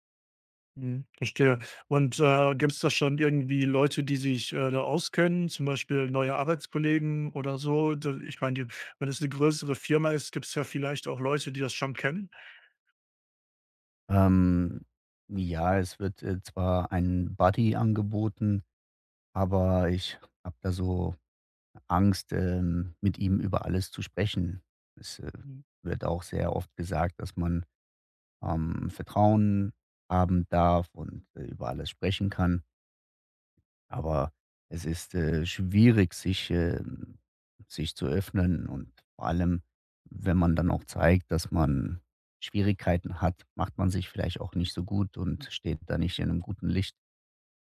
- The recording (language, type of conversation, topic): German, advice, Wie kann ich mit Unsicherheit nach Veränderungen bei der Arbeit umgehen?
- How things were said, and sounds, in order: other background noise; tapping